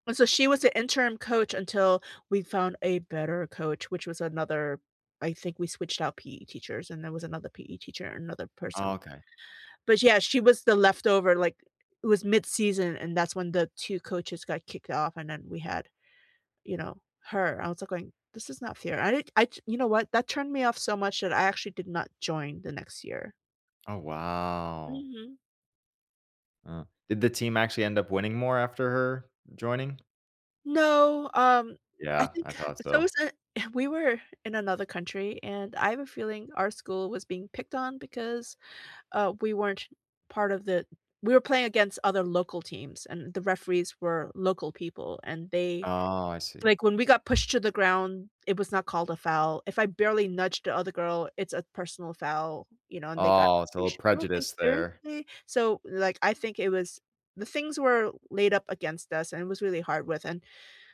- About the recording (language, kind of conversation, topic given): English, unstructured, How can I use school sports to build stronger friendships?
- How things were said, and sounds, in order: drawn out: "wow"; tapping